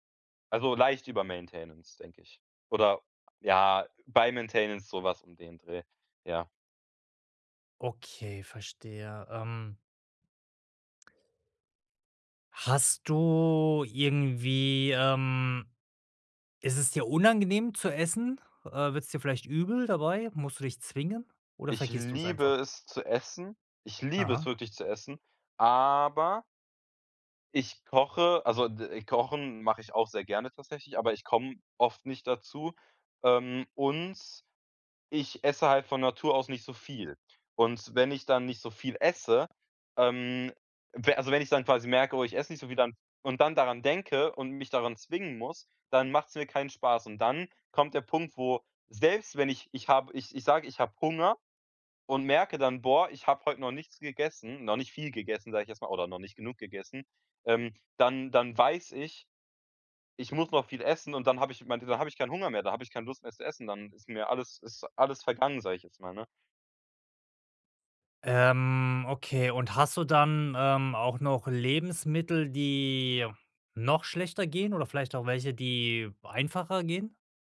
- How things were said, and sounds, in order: in English: "Maintenance"; in English: "Maintenance"; stressed: "liebe"; stressed: "liebe"; drawn out: "aber"; stressed: "viel"
- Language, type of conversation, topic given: German, advice, Woran erkenne ich, ob ich wirklich Hunger habe oder nur Appetit?